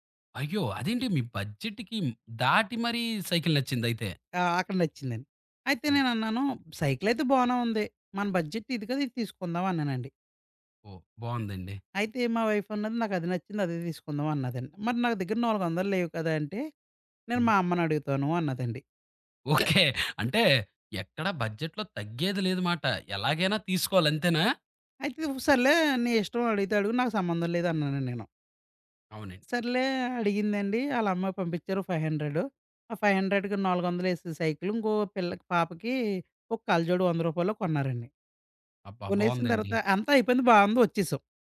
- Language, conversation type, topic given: Telugu, podcast, బడ్జెట్ పరిమితి ఉన్నప్పుడు స్టైల్‌ను ఎలా కొనసాగించాలి?
- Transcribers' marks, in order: in English: "బడ్జెట్‌కి"; in English: "బడ్జెట్"; in English: "వైఫ్"; chuckle; other background noise; in English: "బడ్జెట్‌లో"; in English: "ఫైవ్ హండ్రెడ్‌కి"